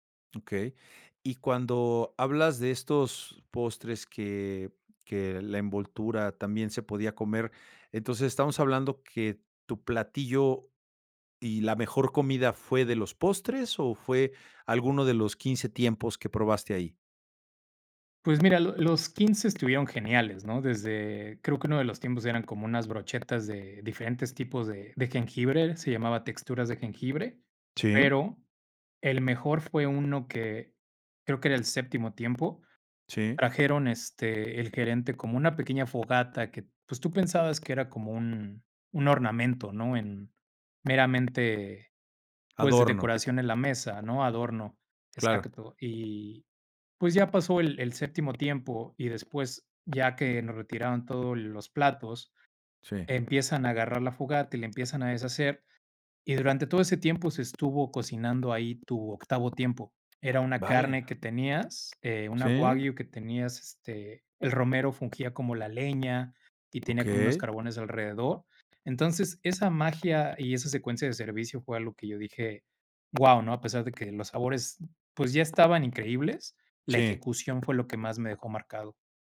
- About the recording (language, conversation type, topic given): Spanish, podcast, ¿Cuál fue la mejor comida que recuerdas haber probado?
- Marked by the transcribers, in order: tapping